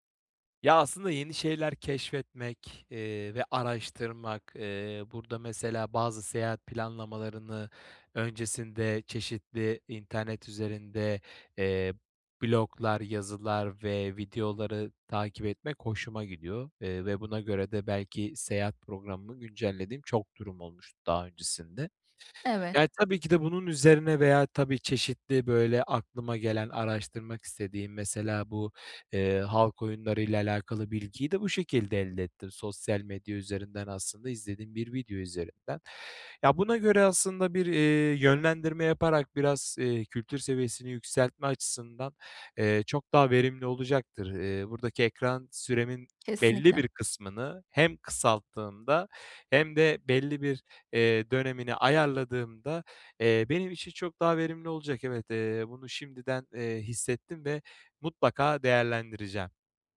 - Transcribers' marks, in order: tapping
- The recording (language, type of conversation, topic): Turkish, advice, Ekranlarla çevriliyken boş zamanımı daha verimli nasıl değerlendirebilirim?